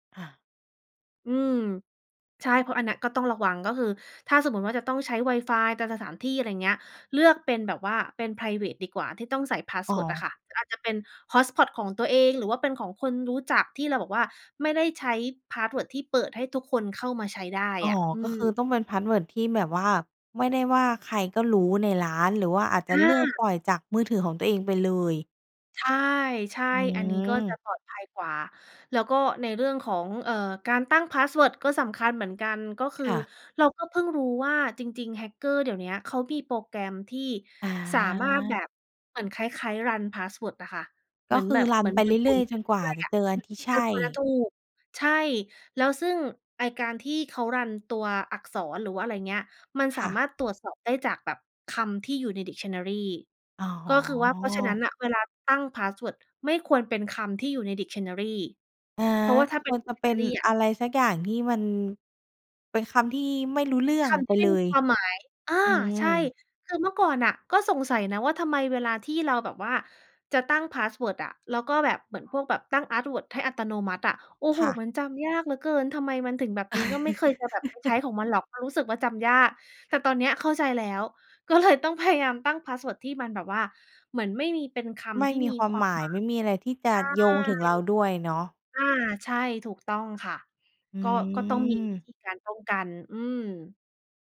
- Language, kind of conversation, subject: Thai, podcast, บอกวิธีป้องกันมิจฉาชีพออนไลน์ที่ควรรู้หน่อย?
- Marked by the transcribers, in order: "สถานที่" said as "สถามที่"; other background noise; "พาสเวิร์ด" said as "อาร์ตเวิร์ด"; chuckle; laughing while speaking: "ก็เลย"